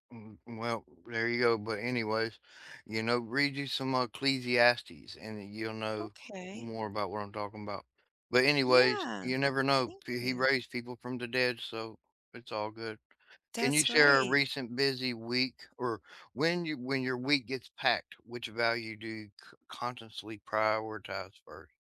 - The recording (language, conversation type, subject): English, unstructured, When life gets hectic, which core value guides your choices and keeps you grounded?
- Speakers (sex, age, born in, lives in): female, 50-54, United States, United States; male, 40-44, United States, United States
- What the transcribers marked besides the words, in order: other background noise; tapping